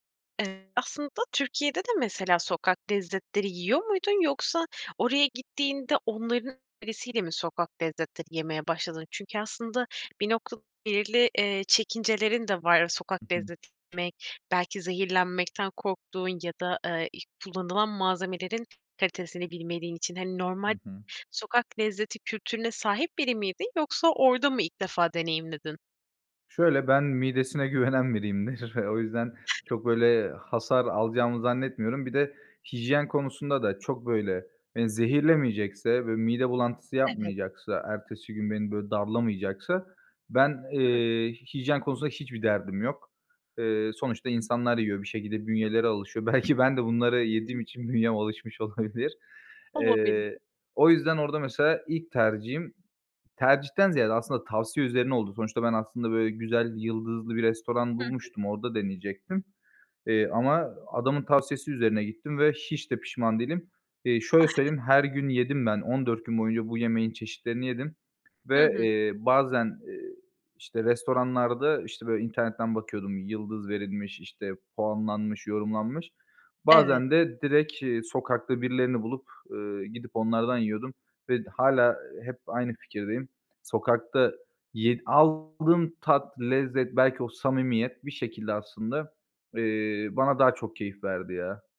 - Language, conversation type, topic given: Turkish, podcast, En unutamadığın yemek keşfini anlatır mısın?
- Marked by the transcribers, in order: other background noise; chuckle; laughing while speaking: "Belki ben de"; chuckle